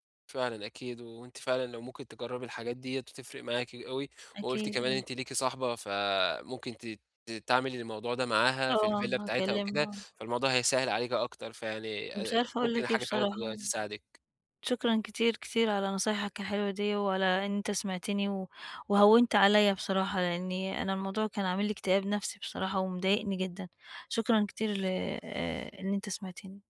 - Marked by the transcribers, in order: in English: "الvilla"
- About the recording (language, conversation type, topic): Arabic, advice, ازاي أتعامل مع فوضى البيت بسبب تكدّس الحاجات وأنا مش عارف أبدأ منين في التخلّص منها؟